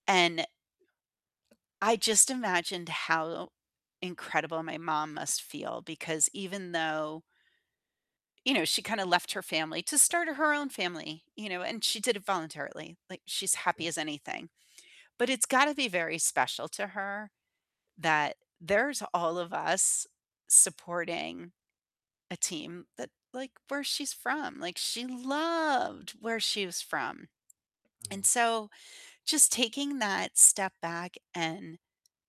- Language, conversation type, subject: English, unstructured, What makes a family gathering special for you?
- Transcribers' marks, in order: other background noise; distorted speech; drawn out: "loved"